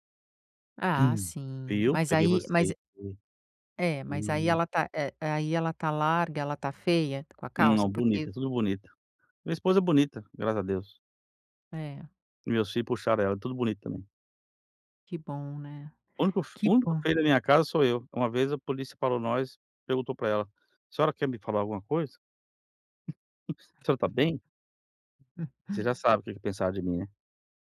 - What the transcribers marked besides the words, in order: chuckle; unintelligible speech; laugh; unintelligible speech; chuckle; tapping
- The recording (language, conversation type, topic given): Portuguese, advice, Como posso desapegar de objetos que têm valor sentimental?